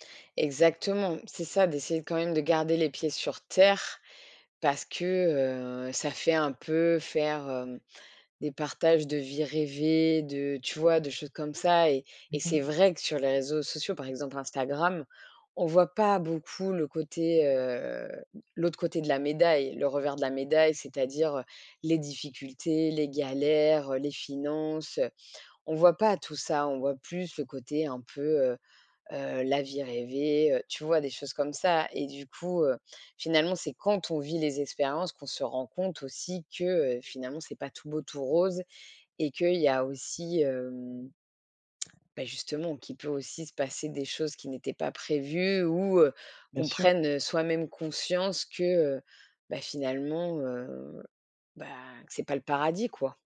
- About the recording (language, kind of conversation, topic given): French, podcast, Comment les réseaux sociaux influencent-ils nos envies de changement ?
- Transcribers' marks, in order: stressed: "terre"; stressed: "c'est vrai"; drawn out: "heu"; tongue click